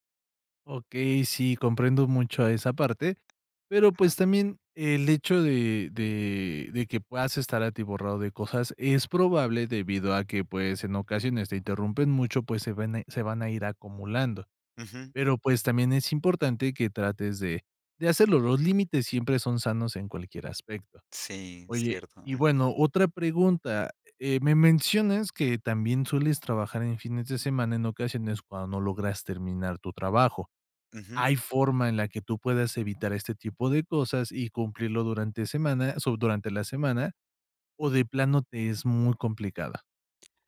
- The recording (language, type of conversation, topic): Spanish, advice, ¿Qué te dificulta concentrarte y cumplir tus horas de trabajo previstas?
- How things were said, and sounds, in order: none